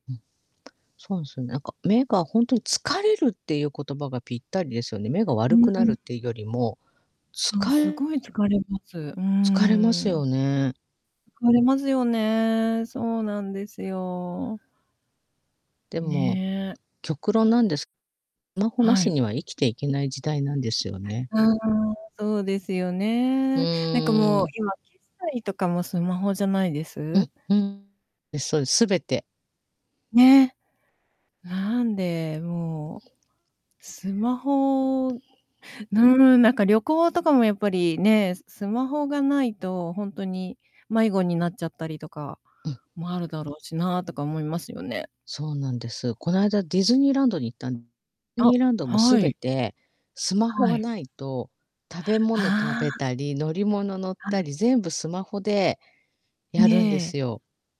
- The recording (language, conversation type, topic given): Japanese, unstructured, スマホを使いすぎることについて、どう思いますか？
- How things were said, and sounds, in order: distorted speech